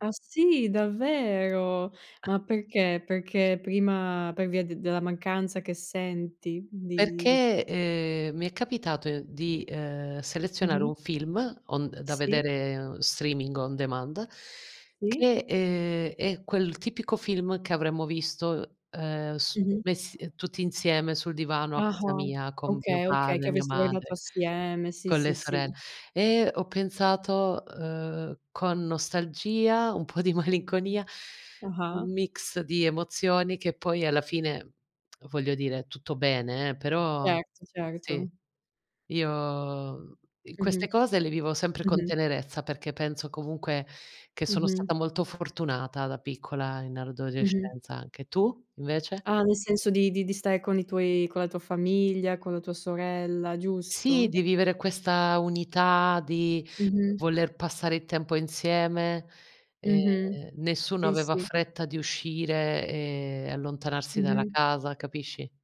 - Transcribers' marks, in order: surprised: "Ah sì, davvero?"; drawn out: "davvero?"; chuckle; laughing while speaking: "malinconia"; lip smack; "adolescenza" said as "ardolescenza"
- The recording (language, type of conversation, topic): Italian, unstructured, Cosa ti manca di più del passato?